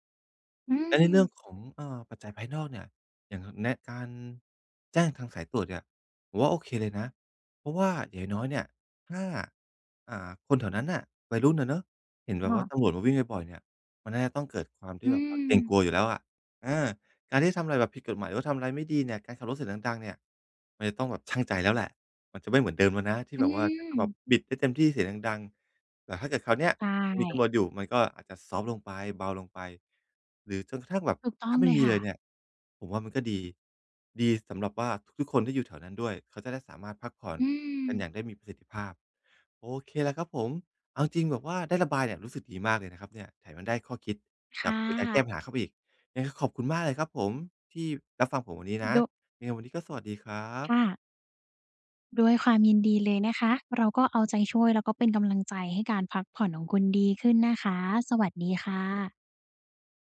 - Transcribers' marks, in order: other background noise; tapping
- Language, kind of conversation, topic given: Thai, advice, พักผ่อนอยู่บ้านแต่ยังรู้สึกเครียด ควรทำอย่างไรให้ผ่อนคลายได้บ้าง?